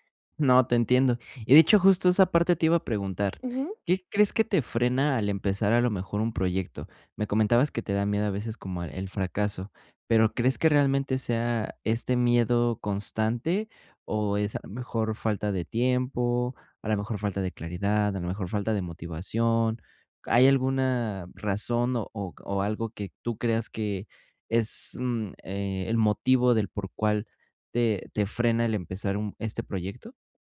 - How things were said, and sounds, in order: none
- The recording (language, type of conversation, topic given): Spanish, advice, ¿Cómo puedo dejar de procrastinar al empezar un proyecto y convertir mi idea en pasos concretos?